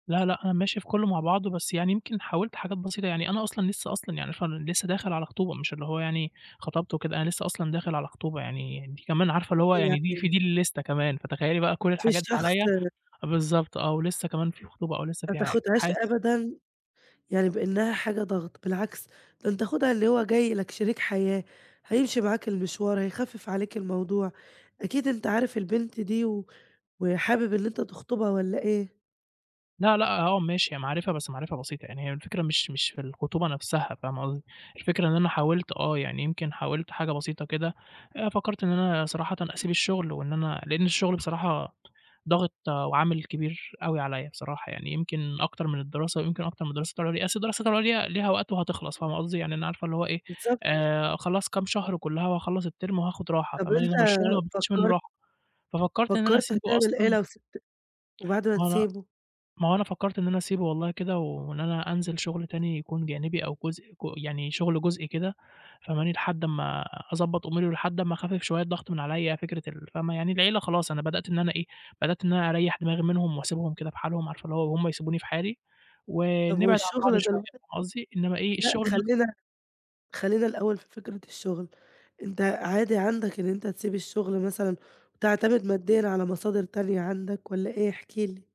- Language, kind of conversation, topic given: Arabic, advice, إزاي أتعامل مع الإرهاق والاحتراق النفسي بسبب كثرة الالتزامات؟
- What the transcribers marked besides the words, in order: unintelligible speech; in English: "اللستة"; unintelligible speech; in English: "التيرم"; tapping; other background noise